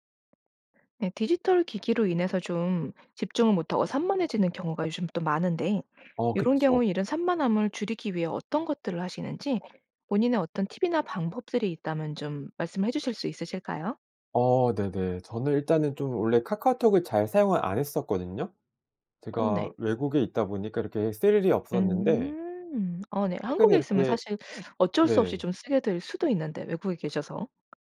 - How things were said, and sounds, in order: other background noise; tapping; teeth sucking
- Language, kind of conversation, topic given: Korean, podcast, 디지털 기기로 인한 산만함을 어떻게 줄이시나요?